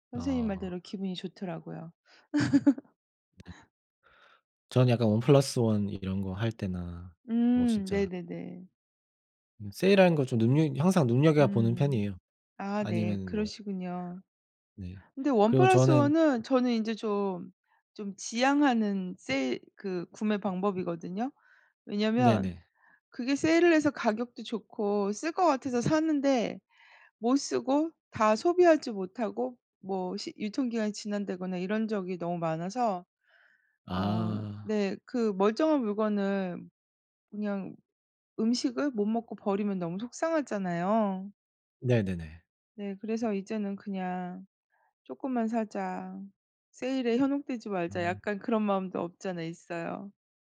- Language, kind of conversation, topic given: Korean, unstructured, 일상에서 작은 행복을 느끼는 순간은 언제인가요?
- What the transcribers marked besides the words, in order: laugh; other background noise